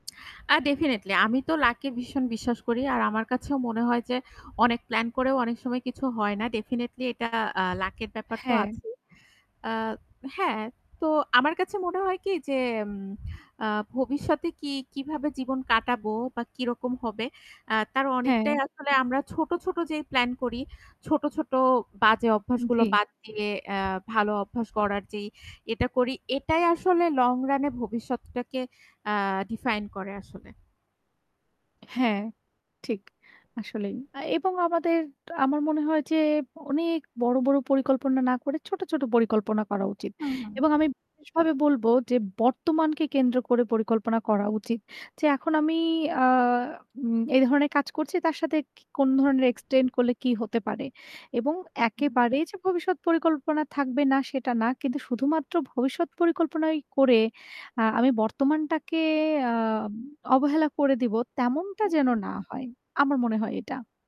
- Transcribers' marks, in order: static; distorted speech; tapping; in English: "ডিফাইন"
- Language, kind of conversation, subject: Bengali, unstructured, আপনি ভবিষ্যতে কী ধরনের জীবনযাপন করতে চান?